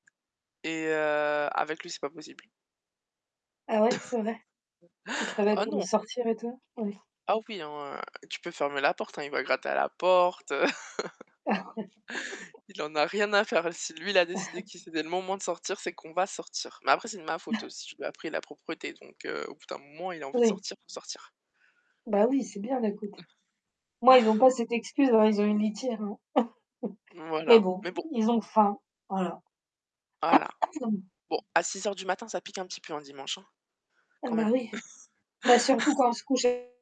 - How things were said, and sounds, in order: tapping; chuckle; other background noise; distorted speech; chuckle; laughing while speaking: "Ah ouais"; chuckle; "que" said as "qui"; chuckle; chuckle; chuckle; chuckle; sneeze; laugh
- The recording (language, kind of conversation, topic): French, unstructured, Préférez-vous les matins calmes ou les nuits animées ?